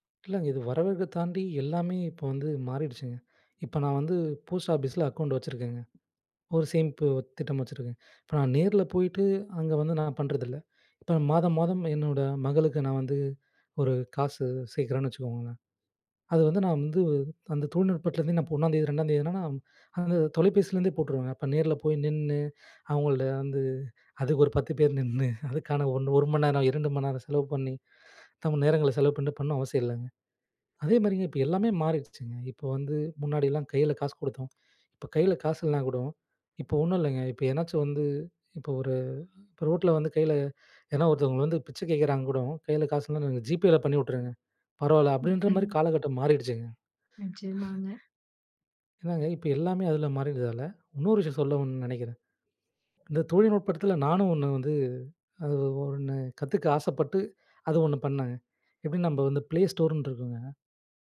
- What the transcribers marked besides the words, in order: laughing while speaking: "நின்னு"; other background noise; in English: "ப்ளே ஸ்டோர்ன்னு"
- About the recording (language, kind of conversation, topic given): Tamil, podcast, புதிய தொழில்நுட்பங்கள் உங்கள் தினசரி வாழ்வை எப்படி மாற்றின?